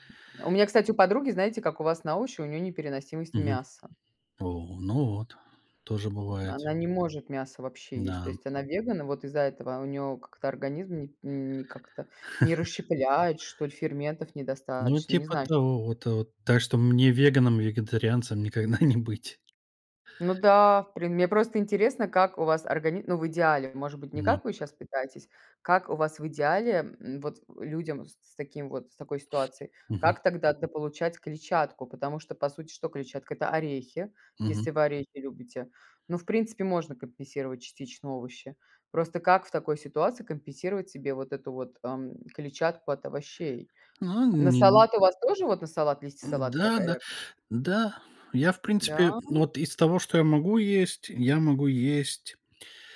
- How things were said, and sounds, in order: chuckle; laughing while speaking: "никогда"; surprised: "Да?"
- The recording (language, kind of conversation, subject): Russian, unstructured, Как еда влияет на настроение?